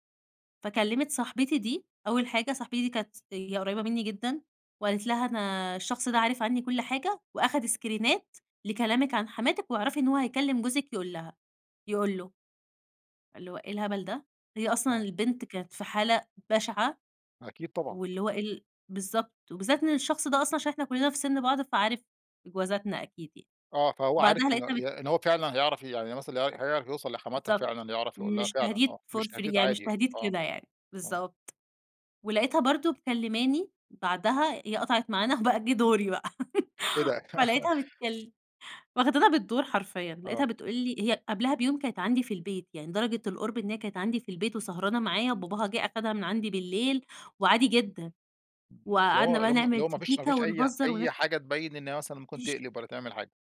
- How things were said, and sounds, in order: in English: "اسكرينات"; in English: "for free"; laugh; other noise; laugh
- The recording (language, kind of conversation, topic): Arabic, podcast, إزاي ممكن تبني الثقة من جديد بعد مشكلة؟